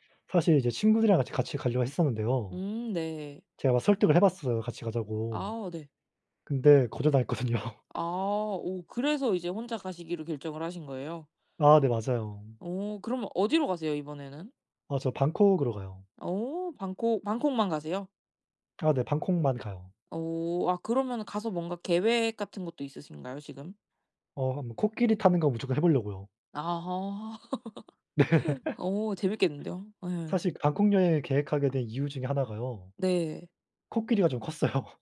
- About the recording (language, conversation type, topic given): Korean, unstructured, 여행할 때 가장 중요하게 생각하는 것은 무엇인가요?
- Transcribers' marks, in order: laughing while speaking: "거절당했거든요"; laugh; laughing while speaking: "네"; laugh; other background noise; laughing while speaking: "컸어요"